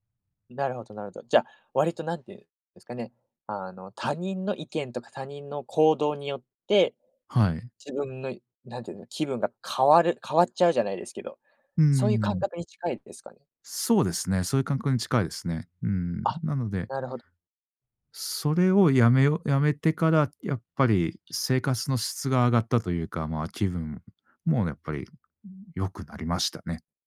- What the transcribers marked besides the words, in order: other background noise
- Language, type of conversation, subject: Japanese, podcast, SNSと気分の関係をどう捉えていますか？